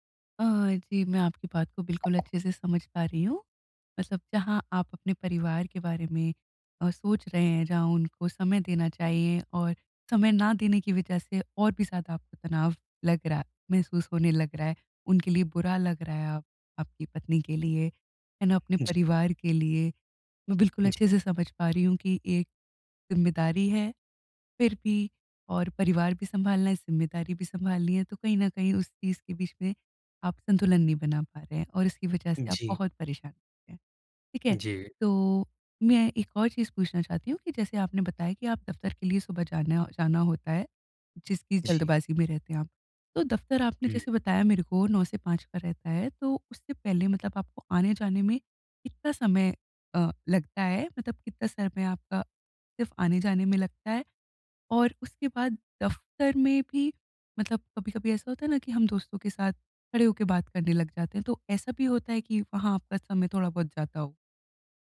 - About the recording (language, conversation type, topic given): Hindi, advice, आप सुबह की तनावमुक्त शुरुआत कैसे कर सकते हैं ताकि आपका दिन ऊर्जावान रहे?
- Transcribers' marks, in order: tapping; other background noise